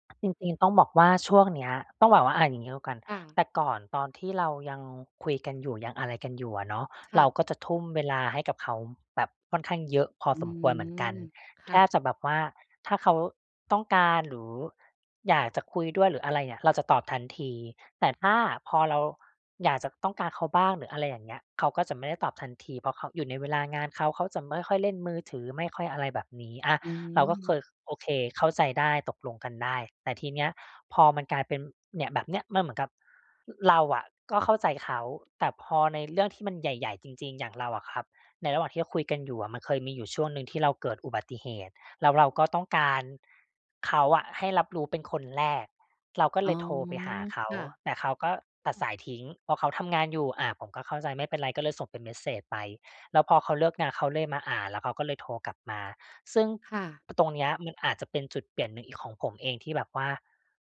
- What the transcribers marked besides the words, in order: other noise
- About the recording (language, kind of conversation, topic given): Thai, advice, ฉันจะฟื้นฟูความมั่นใจในตัวเองหลังเลิกกับคนรักได้อย่างไร?